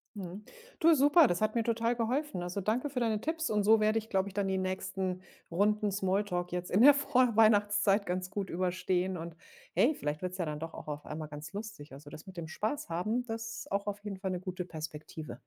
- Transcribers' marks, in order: laughing while speaking: "in der Vorweihnachtszeit"
- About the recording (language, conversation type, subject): German, advice, Wie meistere ich Smalltalk bei Netzwerktreffen?